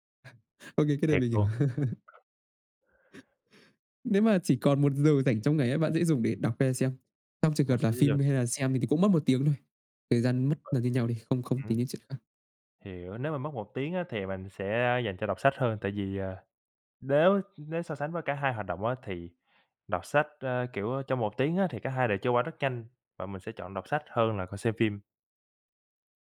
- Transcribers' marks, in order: laugh; other background noise; tapping
- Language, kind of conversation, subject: Vietnamese, unstructured, Bạn thường dựa vào những yếu tố nào để chọn xem phim hay đọc sách?